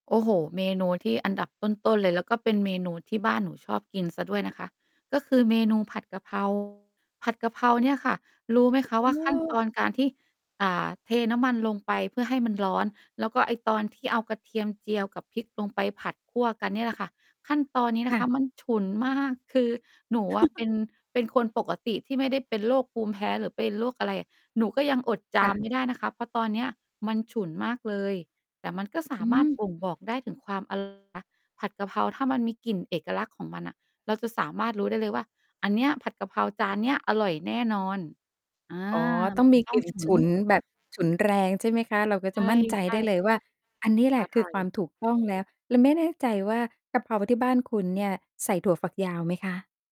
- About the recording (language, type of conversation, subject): Thai, podcast, การทำอาหารร่วมกันมีความหมายต่อคุณอย่างไร?
- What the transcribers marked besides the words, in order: distorted speech; other background noise; chuckle; static; mechanical hum